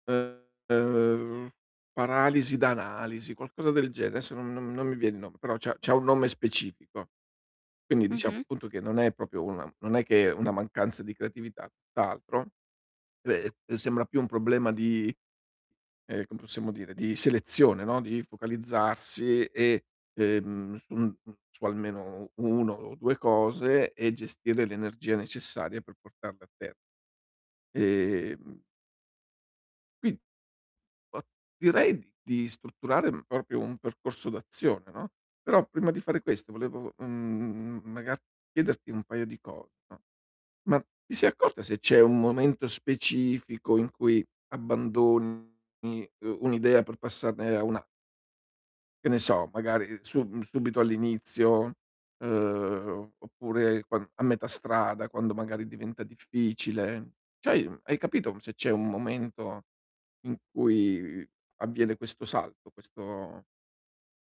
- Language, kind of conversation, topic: Italian, advice, Come posso riuscire a portare a termine le mie idee invece di lasciarle a metà?
- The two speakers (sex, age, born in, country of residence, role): female, 25-29, Italy, Italy, user; male, 60-64, Italy, Italy, advisor
- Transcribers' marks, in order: distorted speech; other noise; static; tapping; drawn out: "Ehm"; "proprio" said as "propio"; drawn out: "mhmm"; other background noise